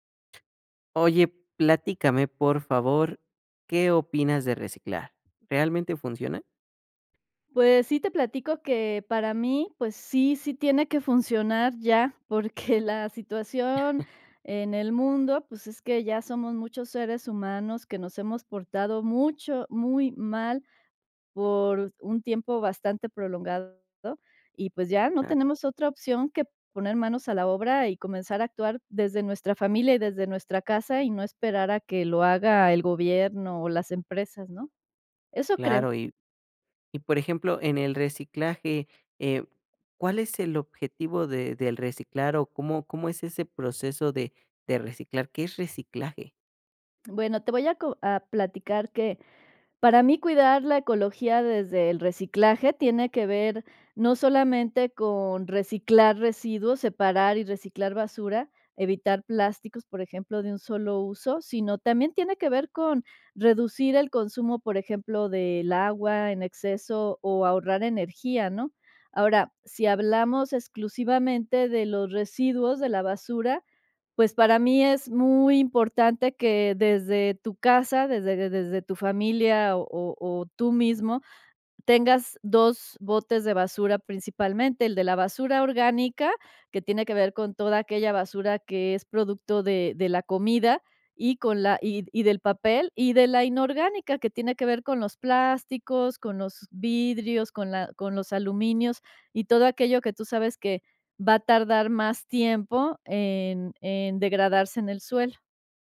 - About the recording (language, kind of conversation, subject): Spanish, podcast, ¿Realmente funciona el reciclaje?
- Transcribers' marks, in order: other background noise; giggle; chuckle